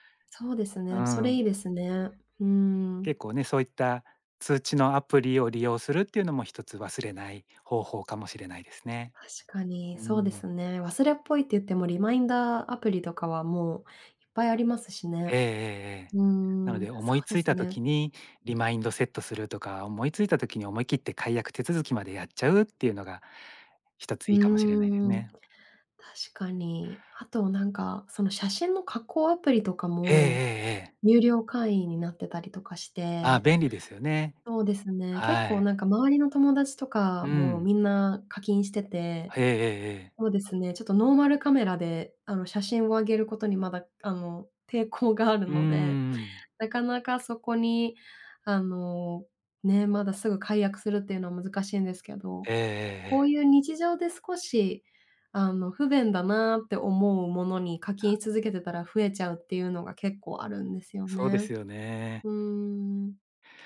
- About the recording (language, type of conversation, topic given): Japanese, advice, サブスクや固定費が増えすぎて解約できないのですが、どうすれば減らせますか？
- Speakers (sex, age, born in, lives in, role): female, 30-34, Japan, Japan, user; male, 45-49, Japan, Japan, advisor
- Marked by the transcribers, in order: other background noise; in English: "リマインダー"; in English: "リマインド"; laughing while speaking: "抵抗があるので"